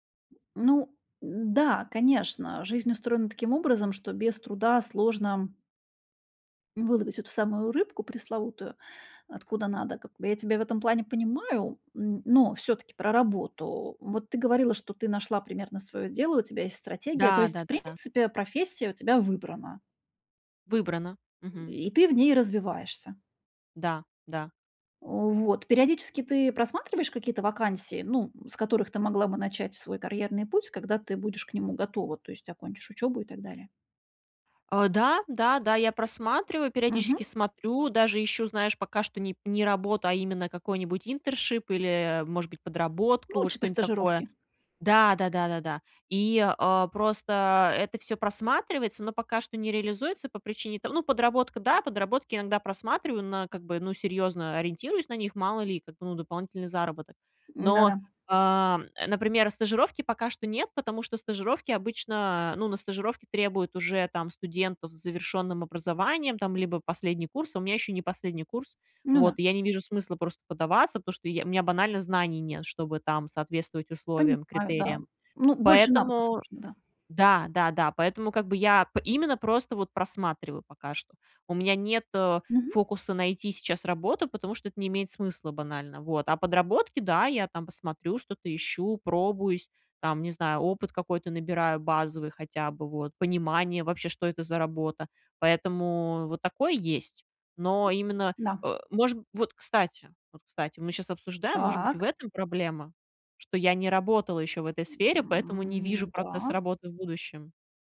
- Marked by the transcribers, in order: other background noise; tapping; in English: "интершип"
- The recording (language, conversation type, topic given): Russian, advice, Как мне найти дело или движение, которое соответствует моим ценностям?